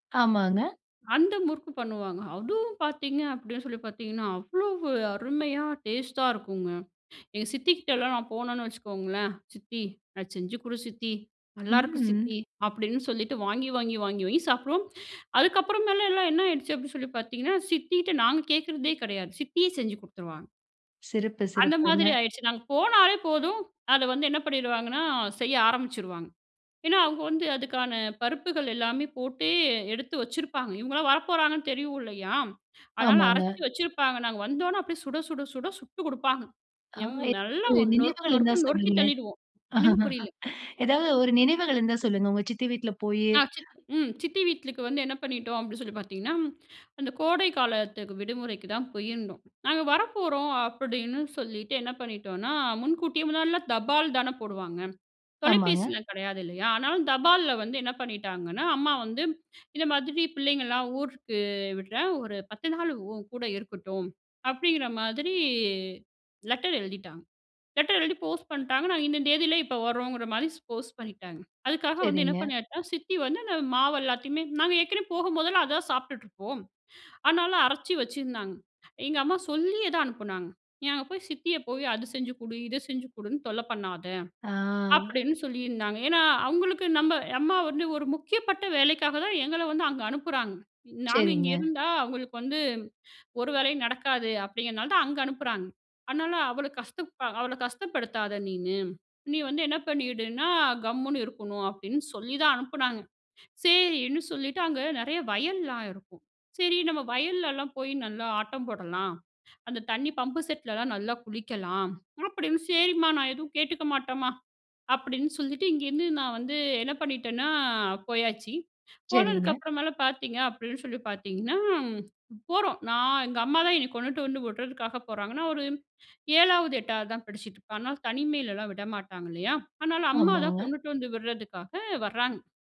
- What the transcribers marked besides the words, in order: drawn out: "ம்"; other background noise; laugh; inhale; breath
- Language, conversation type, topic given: Tamil, podcast, சுவைகள் உங்கள் நினைவுகளோடு எப்படி இணைகின்றன?